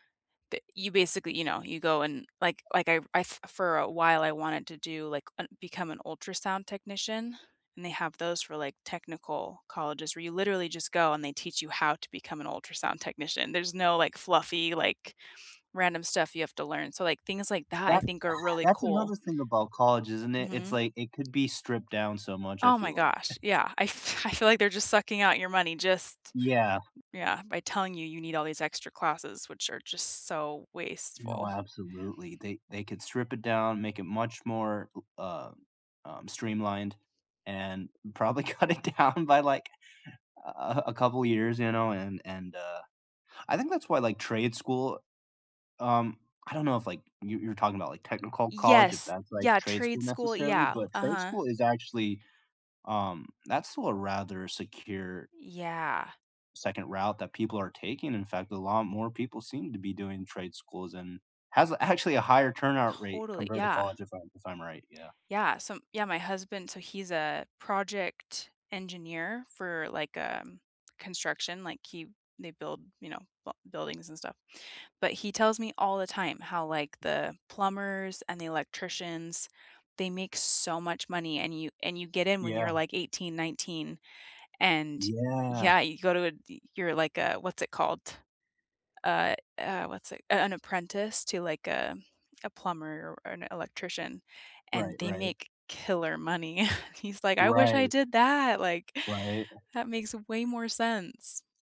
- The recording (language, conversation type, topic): English, unstructured, What advice would you give your younger self?
- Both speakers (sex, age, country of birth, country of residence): female, 35-39, United States, United States; male, 30-34, United States, United States
- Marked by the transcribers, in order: laugh; tapping; laughing while speaking: "f"; chuckle; laughing while speaking: "cut it down by"; chuckle